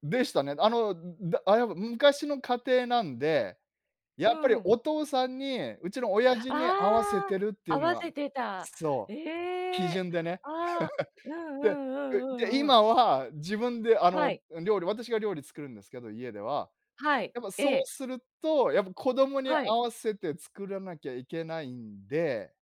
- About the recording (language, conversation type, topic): Japanese, podcast, 子どもの頃、いちばん印象に残っている食べ物の思い出は何ですか？
- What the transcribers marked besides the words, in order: chuckle